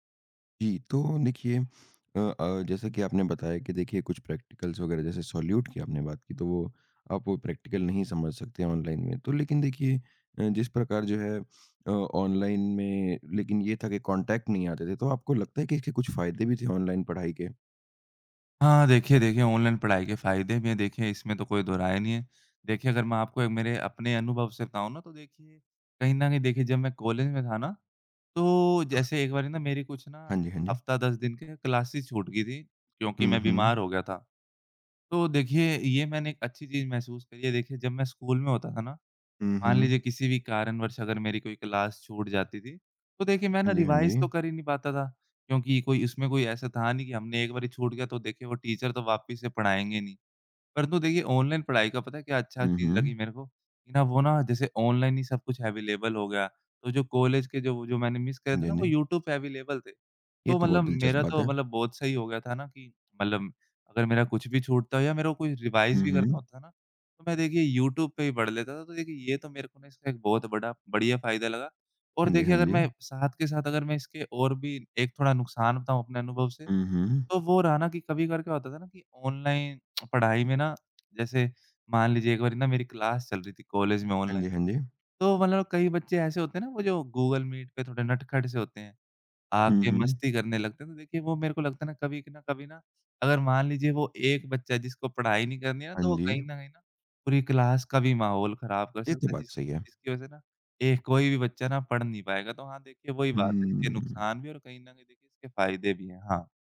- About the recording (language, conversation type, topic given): Hindi, podcast, ऑनलाइन पढ़ाई ने आपकी सीखने की आदतें कैसे बदलीं?
- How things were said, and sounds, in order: in English: "प्रैक्टिकल्स"; tapping; in English: "सॉल्यूट"; in English: "प्रैक्टिकल"; sniff; in English: "कॉन्टैक्ट"; other background noise; in English: "क्लासेस"; in English: "क्लास"; in English: "रिवाइज़"; in English: "टीचर"; in English: "अवेलेबल"; in English: "मिस"; in English: "अवेलेबल"; in English: "रिवाइज़"; tongue click; in English: "क्लास"; in English: "क्लास"